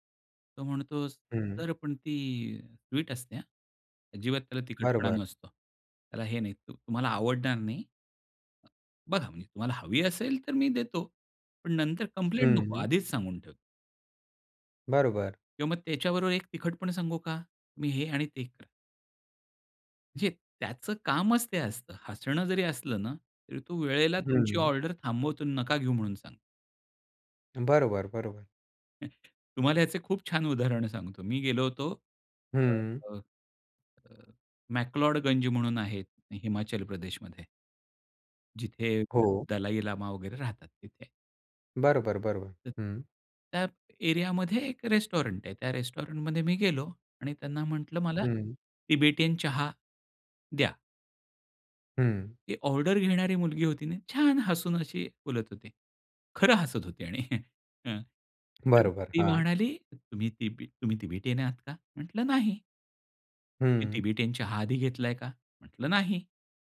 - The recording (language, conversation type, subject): Marathi, podcast, खऱ्या आणि बनावट हसण्यातला फरक कसा ओळखता?
- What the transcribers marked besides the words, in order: other noise; chuckle; in English: "रेस्टॉरंट"; in English: "रेस्टॉरंट"; laughing while speaking: "आणि"; tapping